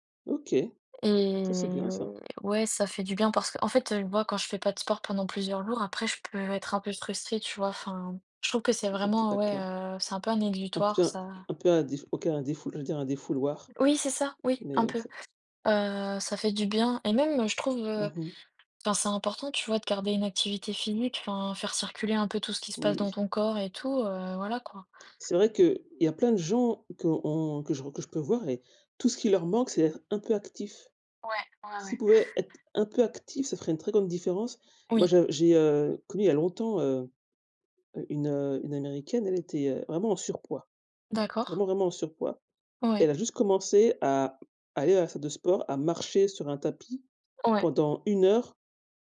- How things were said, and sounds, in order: drawn out: "Et"; tapping; other noise
- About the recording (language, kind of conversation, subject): French, unstructured, Quels sont vos sports préférés et qu’est-ce qui vous attire dans chacun d’eux ?